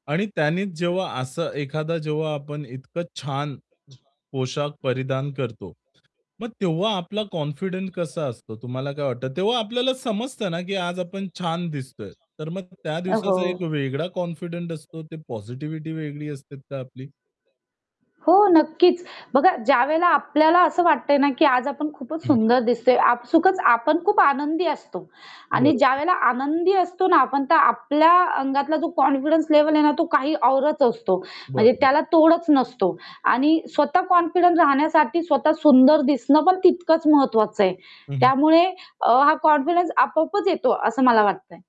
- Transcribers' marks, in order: static; background speech; other background noise; distorted speech; in English: "पॉझिटिव्हिटी"; in English: "कॉन्फिडन्स"; in English: "कॉन्फिडन्स"; tapping; in English: "कॉन्फिडन्स"
- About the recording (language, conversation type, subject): Marathi, podcast, सणांच्या काळात तुमचा लूक कसा बदलतो?